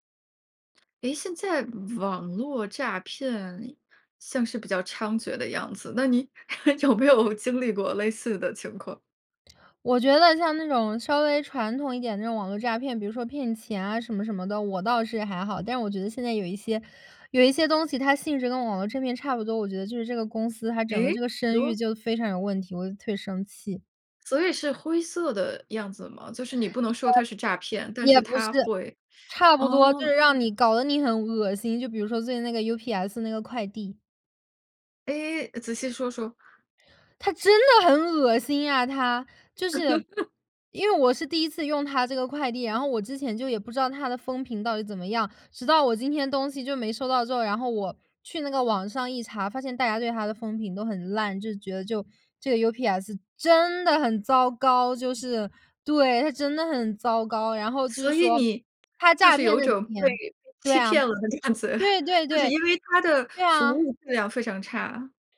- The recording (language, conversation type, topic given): Chinese, podcast, 你有没有遇到过网络诈骗，你是怎么处理的？
- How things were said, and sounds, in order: laugh; laughing while speaking: "有没有经历"; chuckle